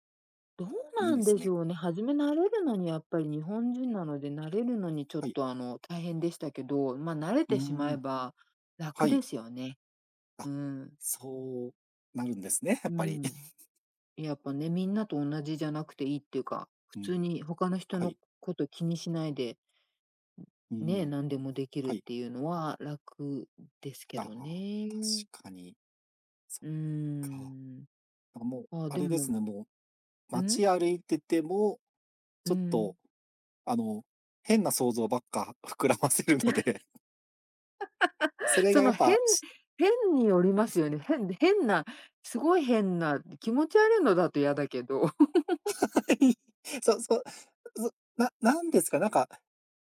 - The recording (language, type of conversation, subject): Japanese, unstructured, 幸せを感じるのはどんなときですか？
- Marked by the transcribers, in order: laughing while speaking: "やっぱり"; chuckle; laughing while speaking: "膨らませるので"; laugh; giggle; laugh; laughing while speaking: "はい。そう そう。そう"